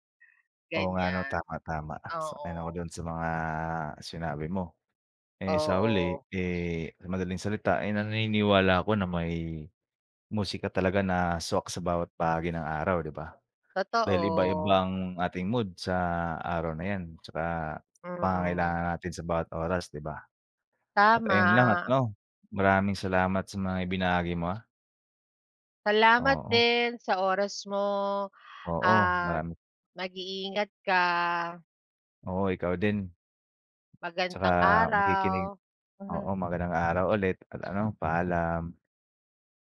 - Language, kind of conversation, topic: Filipino, unstructured, Paano nakaaapekto ang musika sa iyong araw-araw na buhay?
- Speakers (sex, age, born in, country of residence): female, 35-39, Philippines, Philippines; male, 25-29, Philippines, Philippines
- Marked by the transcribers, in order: bird; other background noise; wind; chuckle